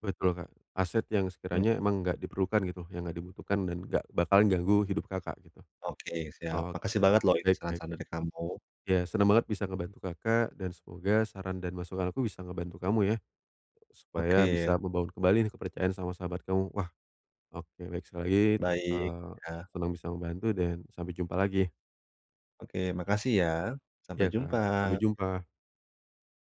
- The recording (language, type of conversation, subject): Indonesian, advice, Bagaimana saya bisa meminta maaf dan membangun kembali kepercayaan?
- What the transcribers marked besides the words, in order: tapping